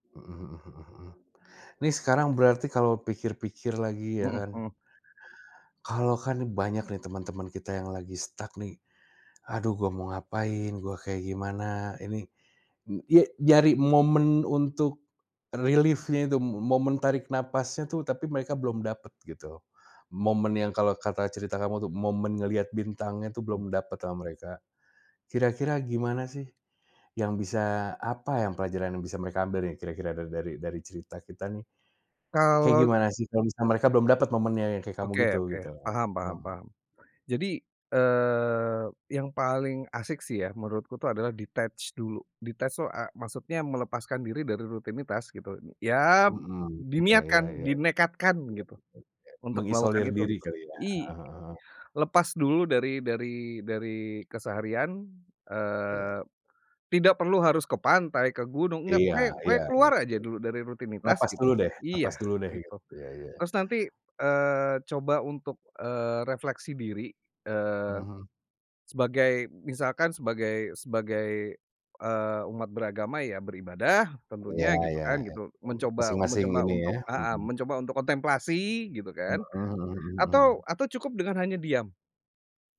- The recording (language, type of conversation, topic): Indonesian, podcast, Ceritakan momen kecil apa yang mengubah cara pandangmu tentang hidup?
- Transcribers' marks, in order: in English: "stuck"; in English: "relief-nya"; in English: "detach"; in English: "Detach"; stressed: "dinekatkan"; unintelligible speech; unintelligible speech